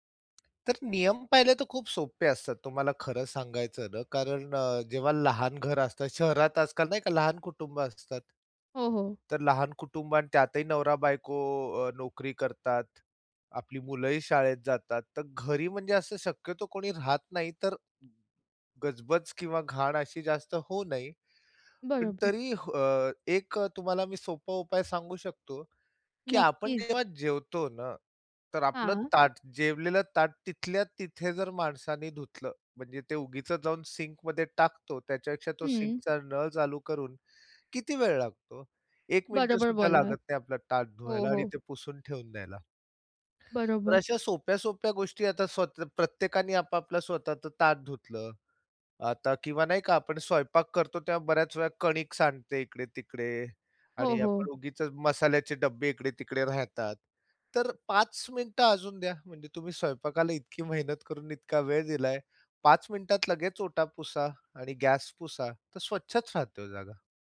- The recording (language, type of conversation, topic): Marathi, podcast, अन्नसाठा आणि स्वयंपाकघरातील जागा गोंधळमुक्त कशी ठेवता?
- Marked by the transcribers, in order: other noise; tapping; yawn; in English: "सिंकमध्ये"; in English: "सिंकचा"; other background noise